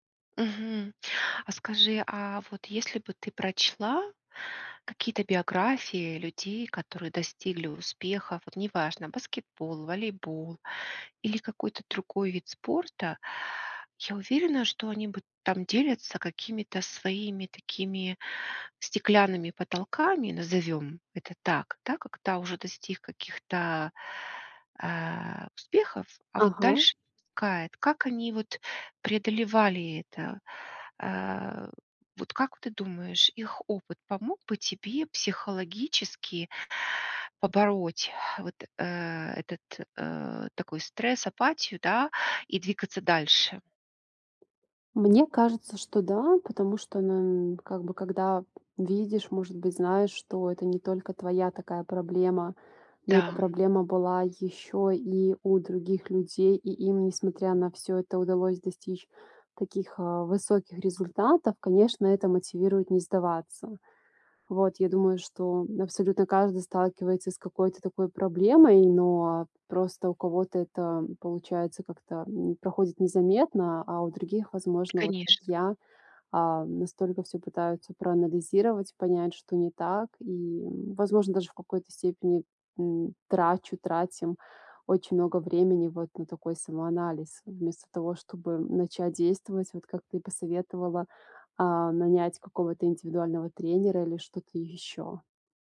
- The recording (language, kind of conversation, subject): Russian, advice, Почему я потерял(а) интерес к занятиям, которые раньше любил(а)?
- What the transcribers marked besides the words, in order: other background noise; tapping